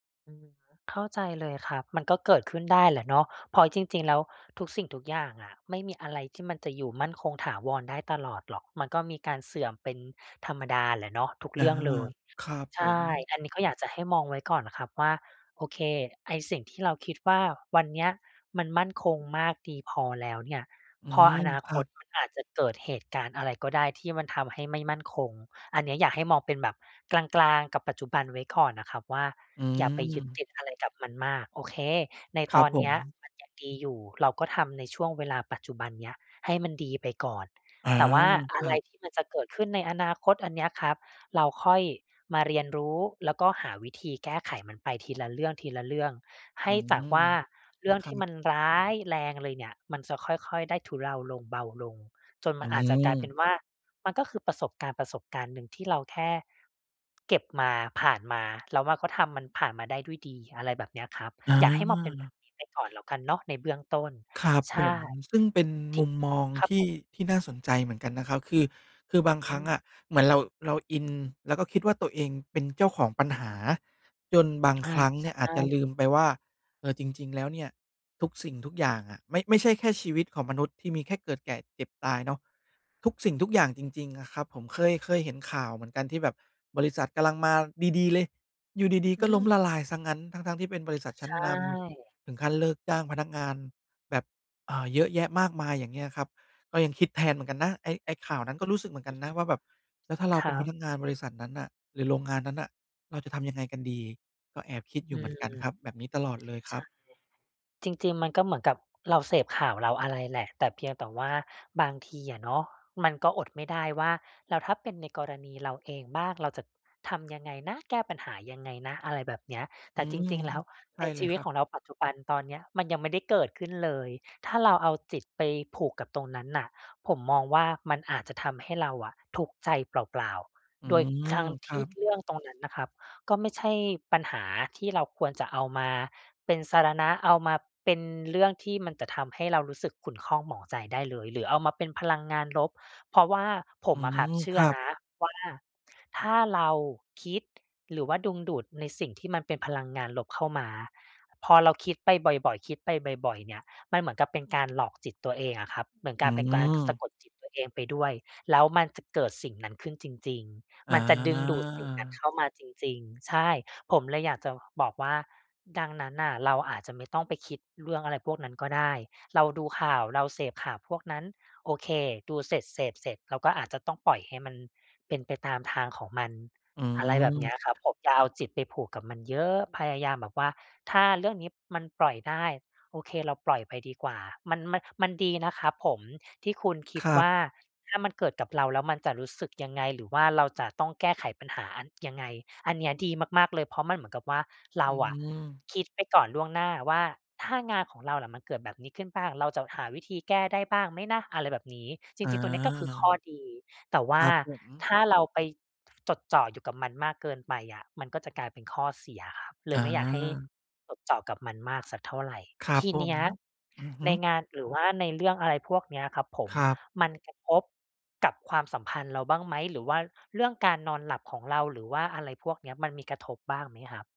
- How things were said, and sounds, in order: tapping; other background noise
- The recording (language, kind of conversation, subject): Thai, advice, ทำไมฉันถึงอยู่กับปัจจุบันไม่ได้และเผลอเหม่อคิดเรื่องอื่นตลอดเวลา?